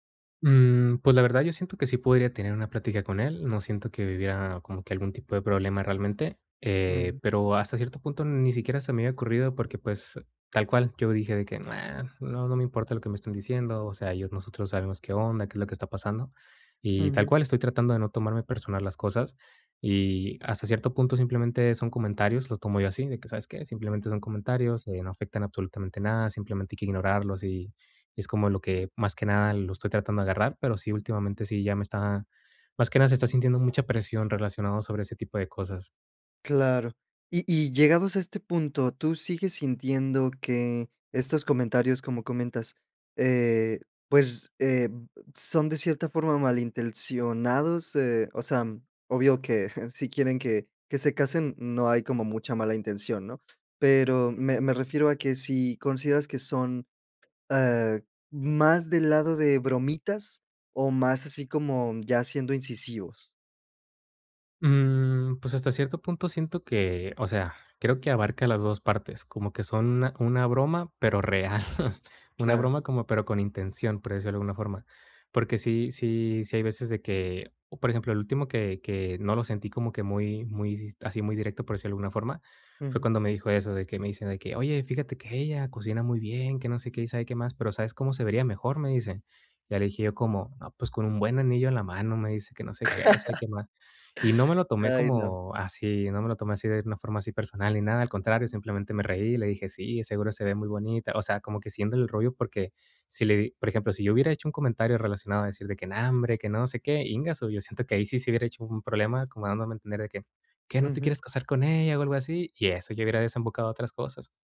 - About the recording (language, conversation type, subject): Spanish, advice, ¿Cómo afecta la presión de tu familia política a tu relación o a tus decisiones?
- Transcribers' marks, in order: giggle; laugh; laugh